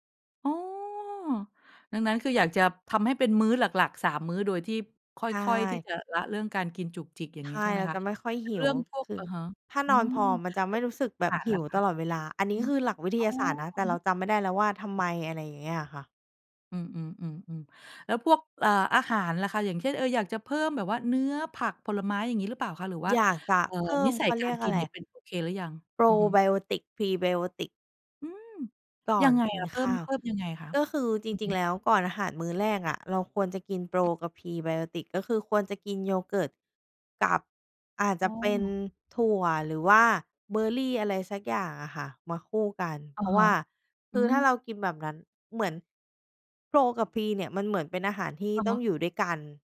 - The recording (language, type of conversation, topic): Thai, podcast, คุณควรเริ่มปรับสุขภาพของตัวเองจากจุดไหนก่อนดี?
- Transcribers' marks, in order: none